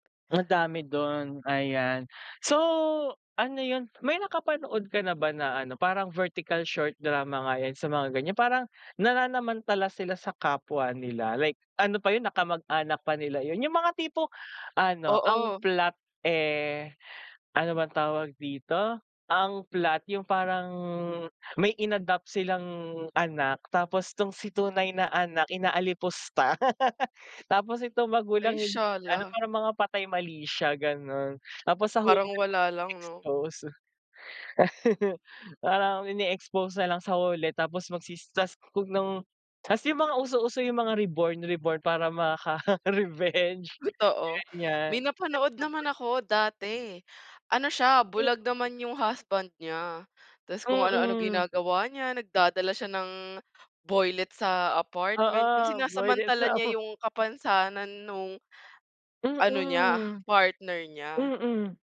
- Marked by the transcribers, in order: laugh; chuckle; chuckle
- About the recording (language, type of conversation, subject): Filipino, unstructured, Bakit sa tingin mo may mga taong nananamantala sa kapwa?